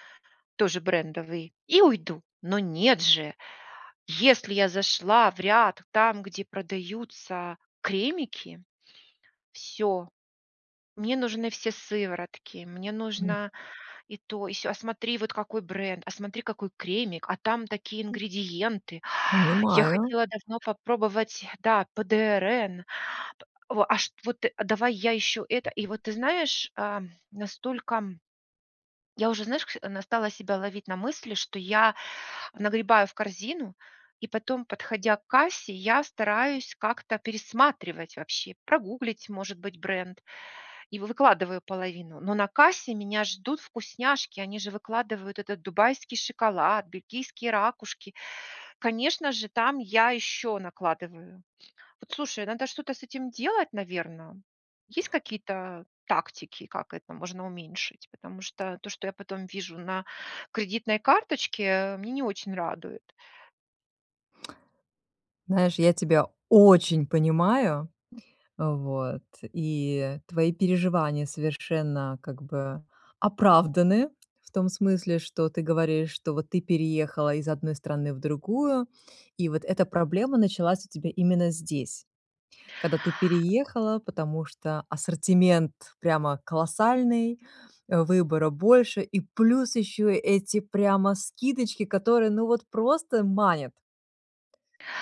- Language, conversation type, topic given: Russian, advice, Почему я постоянно поддаюсь импульсу совершать покупки и не могу сэкономить?
- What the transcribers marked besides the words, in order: stressed: "нет же!"; other noise; other background noise; lip smack; stressed: "очень"; tapping